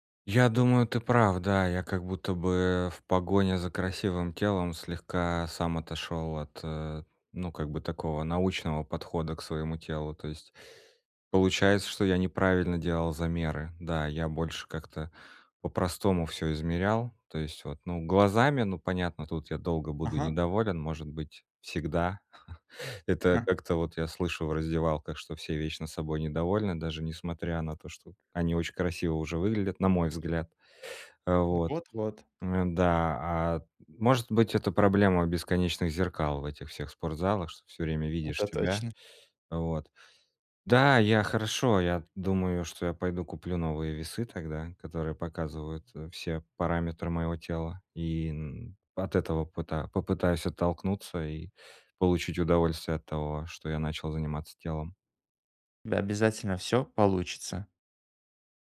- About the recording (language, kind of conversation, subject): Russian, advice, Как мне регулярно отслеживать прогресс по моим целям?
- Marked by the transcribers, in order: chuckle; tapping